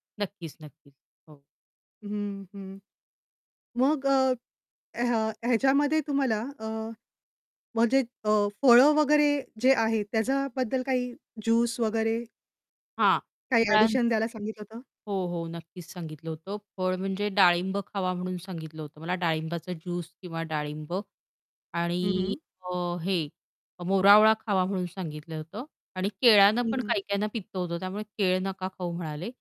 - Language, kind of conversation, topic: Marathi, podcast, तुझा आवडता दिलासा देणारा पदार्थ कोणता आहे आणि तो तुला का आवडतो?
- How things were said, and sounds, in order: other background noise; static; tapping; unintelligible speech